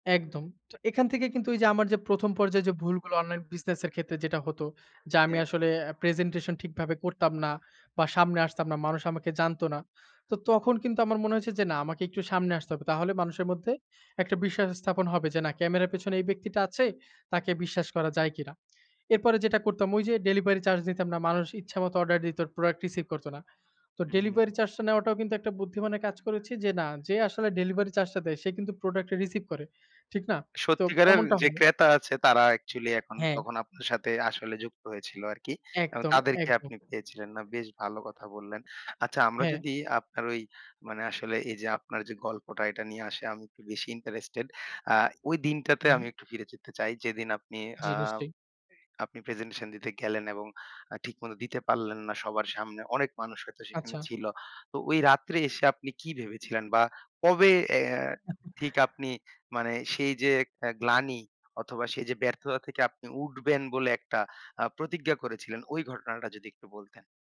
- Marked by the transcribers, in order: chuckle
- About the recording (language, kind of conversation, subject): Bengali, podcast, শিক্ষাজীবনের সবচেয়ে বড় স্মৃতি কোনটি, আর সেটি তোমাকে কীভাবে বদলে দিয়েছে?